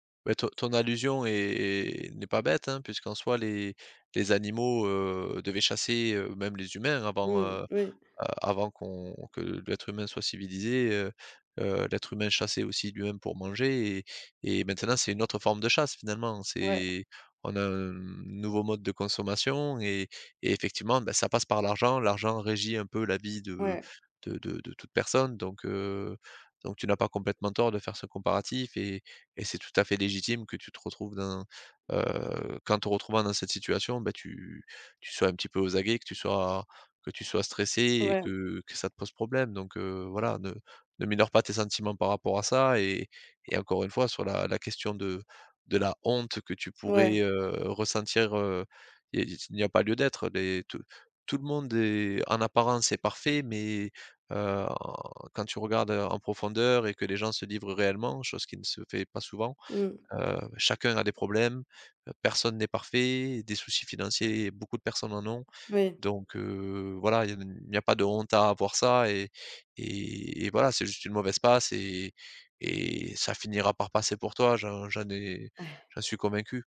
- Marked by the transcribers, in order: none
- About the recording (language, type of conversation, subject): French, advice, Comment décririez-vous votre inquiétude persistante concernant l’avenir ou vos finances ?